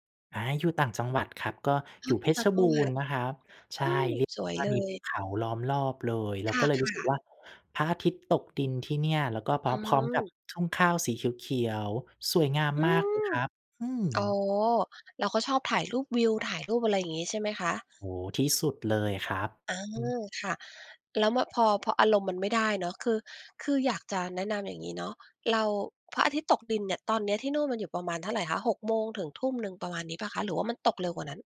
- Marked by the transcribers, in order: none
- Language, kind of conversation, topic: Thai, advice, จะสร้างนิสัยทำงานศิลป์อย่างสม่ำเสมอได้อย่างไรในเมื่อมีงานประจำรบกวน?